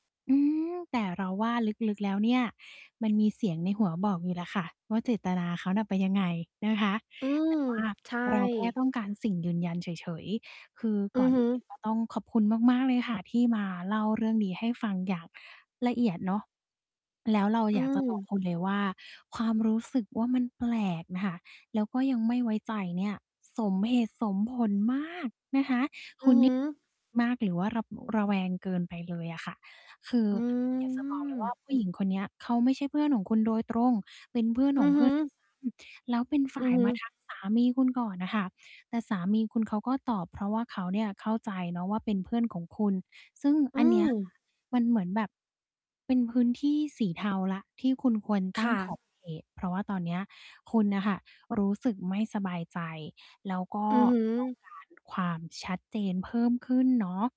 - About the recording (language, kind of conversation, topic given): Thai, advice, ฉันจะค่อยๆ สร้างความเชื่อใจกับคนที่เพิ่งรู้จักได้อย่างไร?
- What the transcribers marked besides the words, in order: distorted speech; static; mechanical hum